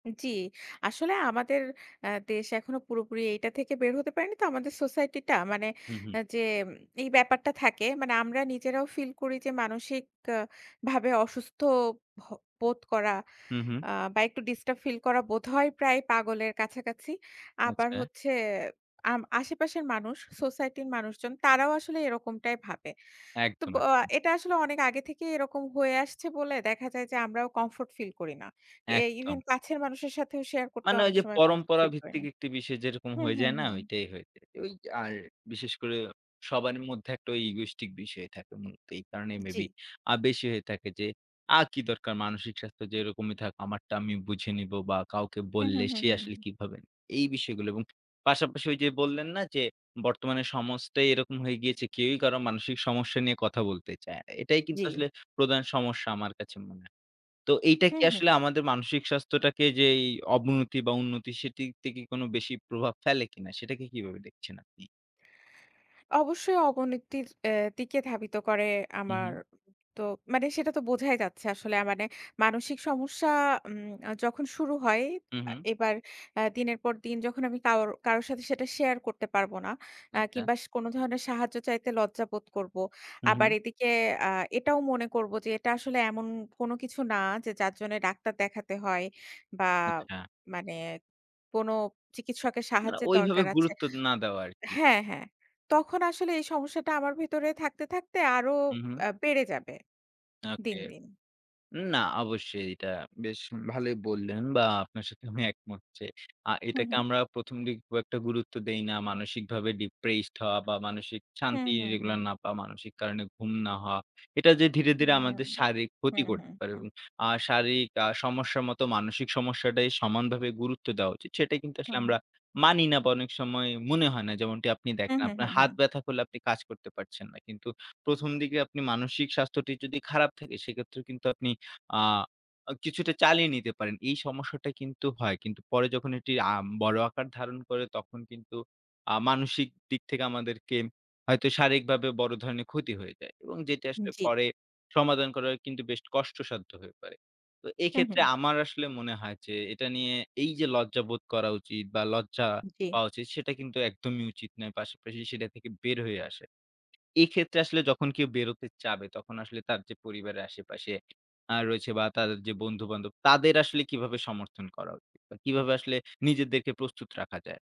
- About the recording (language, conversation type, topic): Bengali, unstructured, কোন পরিস্থিতিতে মানসিক সাহায্য চাইতে লজ্জা বোধ করা উচিত নয়?
- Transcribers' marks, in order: tapping; in English: "depressed"